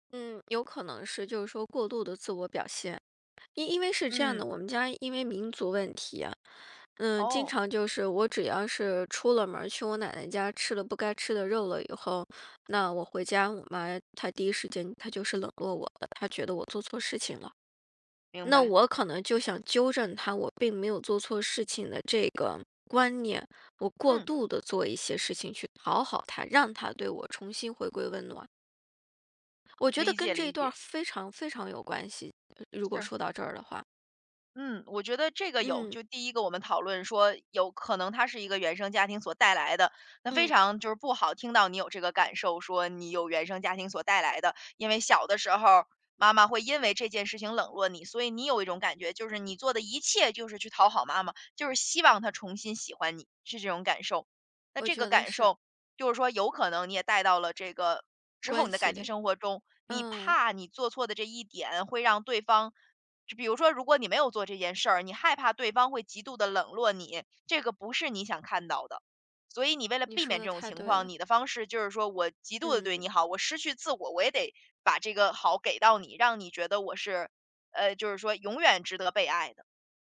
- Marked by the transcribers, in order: none
- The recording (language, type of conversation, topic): Chinese, advice, 你在对同事或家人设立界限时遇到哪些困难？